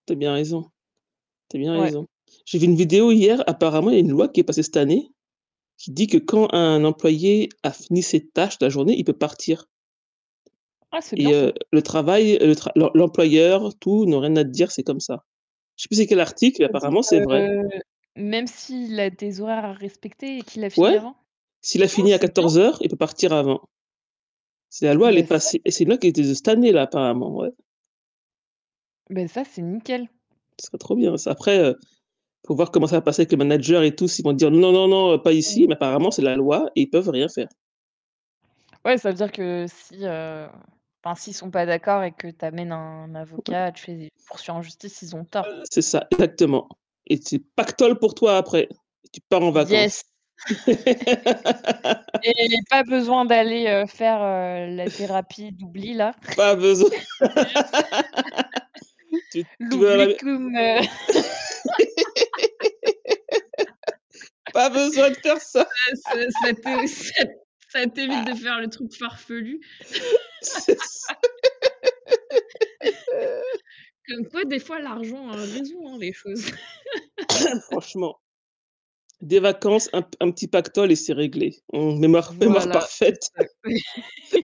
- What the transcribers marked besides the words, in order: static; other background noise; tapping; distorted speech; stressed: "pactole"; in English: "Yes !"; chuckle; laugh; chuckle; laugh; chuckle; giggle; laugh; chuckle; giggle; chuckle; giggle; cough; laugh; chuckle
- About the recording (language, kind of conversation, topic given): French, unstructured, Préféreriez-vous avoir une mémoire parfaite ou pouvoir oublier ce que vous voulez ?